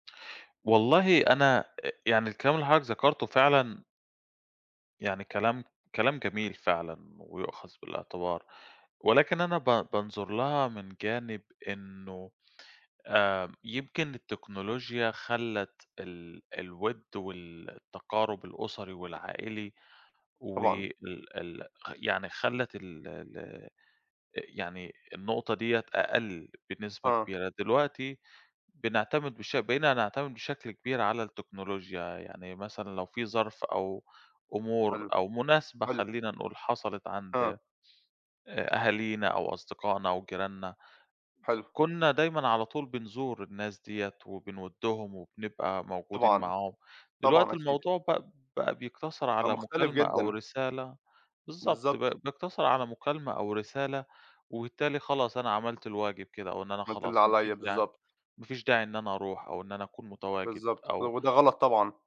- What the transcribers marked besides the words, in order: none
- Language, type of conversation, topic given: Arabic, unstructured, هل التكنولوجيا بتقرّبنا من بعض ولا بتفرّقنا؟